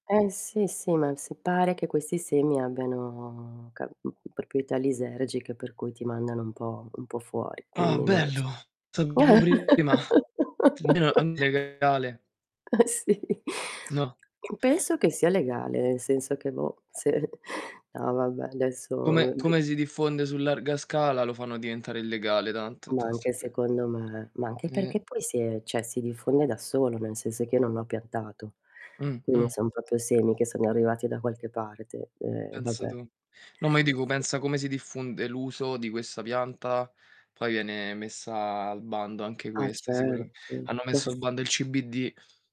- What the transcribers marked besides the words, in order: tapping; drawn out: "abbiano"; "proprietà" said as "propietà"; distorted speech; laugh; laughing while speaking: "Eh, sì"; chuckle; throat clearing; chuckle; unintelligible speech; "cioè" said as "ceh"; "proprio" said as "popio"; laughing while speaking: "Ma"
- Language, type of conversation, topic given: Italian, unstructured, Quali hobby pensi siano più utili nella vita di tutti i giorni?